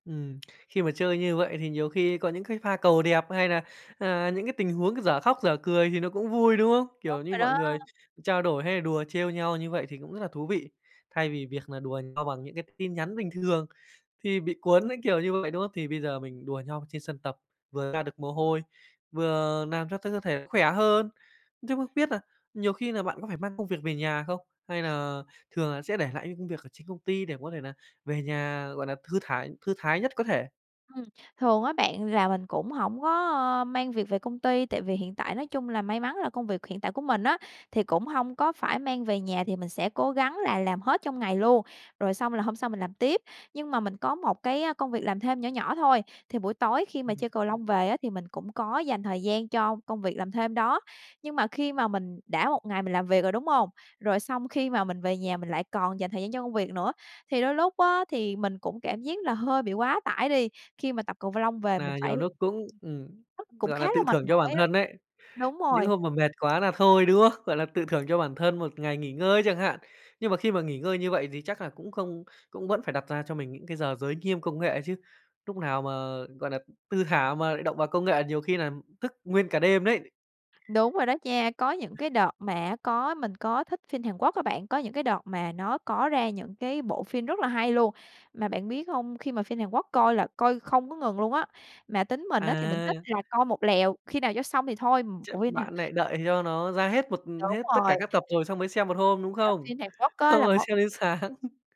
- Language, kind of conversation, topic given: Vietnamese, podcast, Bạn có những thói quen hằng ngày nào giúp bạn giữ tinh thần thoải mái?
- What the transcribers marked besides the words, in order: lip smack; other background noise; "làm" said as "nàm"; tapping; laughing while speaking: "Xong"; laughing while speaking: "sáng"; laugh